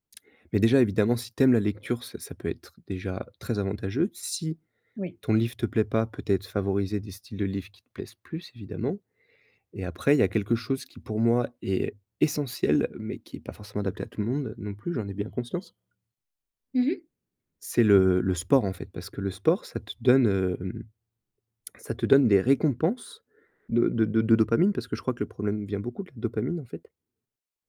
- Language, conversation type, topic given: French, advice, Pourquoi est-ce que je dors mal après avoir utilisé mon téléphone tard le soir ?
- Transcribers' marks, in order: stressed: "essentiel"; other background noise; tapping